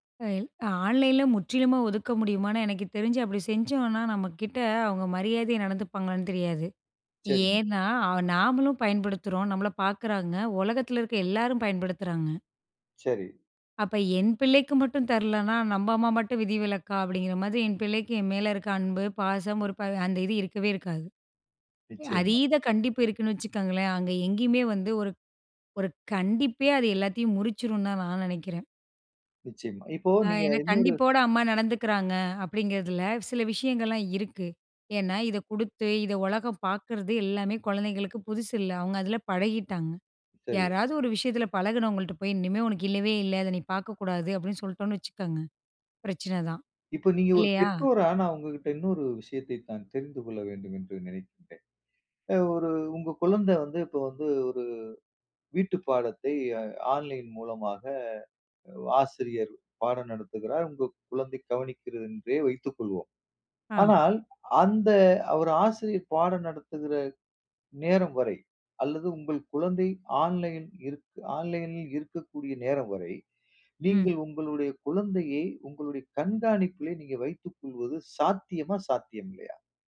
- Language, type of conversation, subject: Tamil, podcast, குழந்தைகள் ஆன்லைனில் இருக்கும் போது பெற்றோர் என்னென்ன விஷயங்களை கவனிக்க வேண்டும்?
- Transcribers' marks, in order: other background noise; in English: "ஆன்லைன்"; in English: "ஆன்லைன்"; in English: "ஆன்லைனில்"